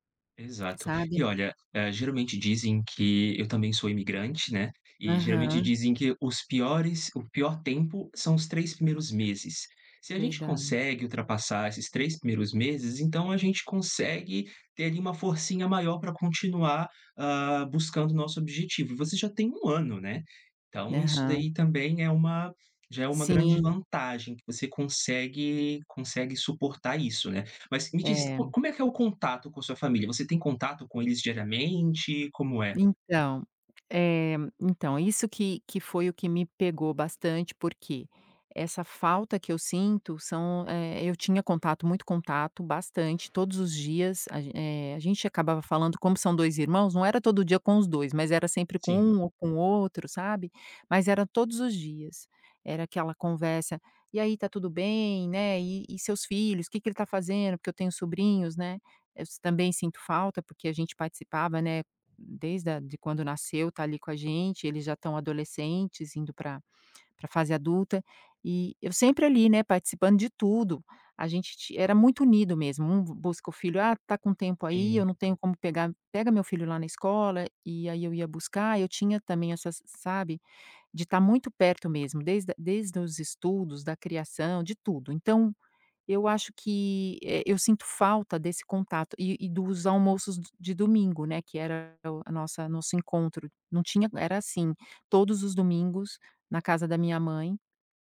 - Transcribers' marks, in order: tapping; other background noise
- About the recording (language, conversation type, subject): Portuguese, advice, Como lidar com a culpa por deixar a família e os amigos para trás?